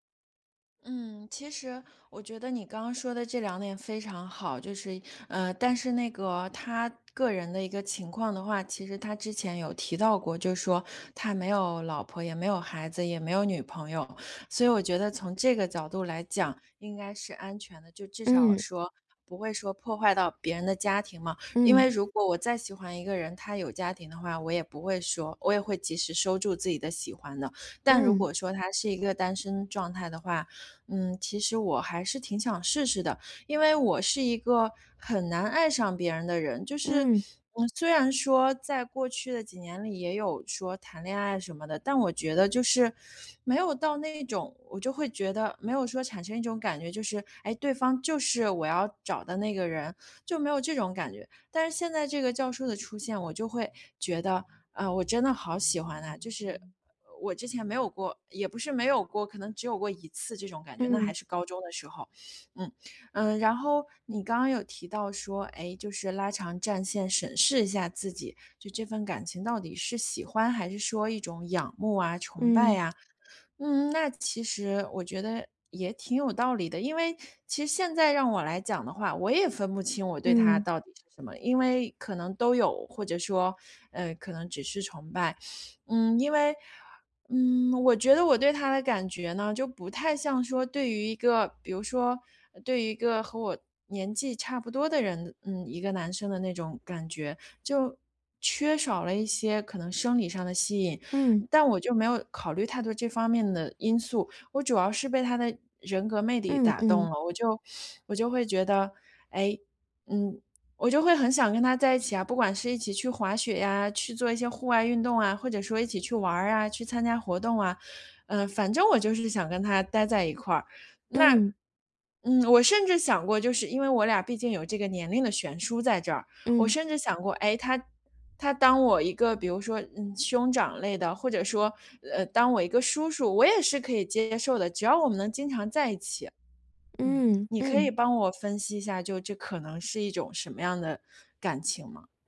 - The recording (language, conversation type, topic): Chinese, advice, 我很害怕別人怎麼看我，該怎麼面對這種恐懼？
- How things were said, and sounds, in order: other background noise; other street noise